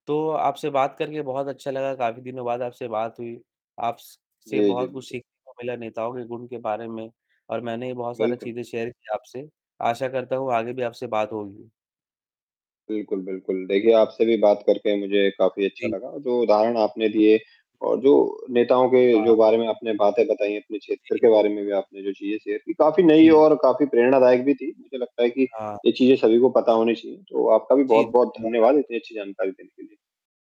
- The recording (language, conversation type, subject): Hindi, unstructured, आपके हिसाब से एक अच्छे नेता में कौन-कौन से गुण होने चाहिए?
- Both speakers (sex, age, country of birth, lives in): male, 18-19, India, India; male, 35-39, India, India
- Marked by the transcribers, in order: static; distorted speech; tapping; in English: "शेयर"; other background noise; in English: "शेयर"